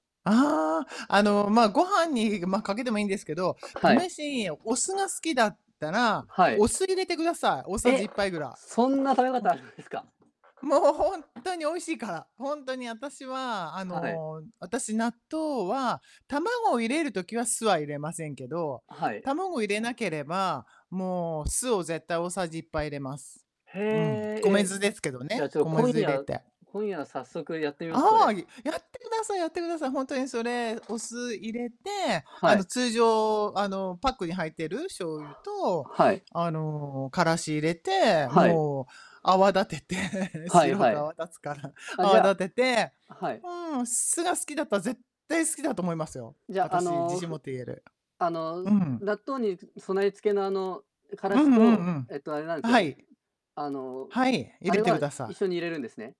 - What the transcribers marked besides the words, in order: other background noise; distorted speech; tapping; laughing while speaking: "泡立てて"; laugh
- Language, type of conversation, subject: Japanese, unstructured, 好きな食べ物は何ですか？理由も教えてください。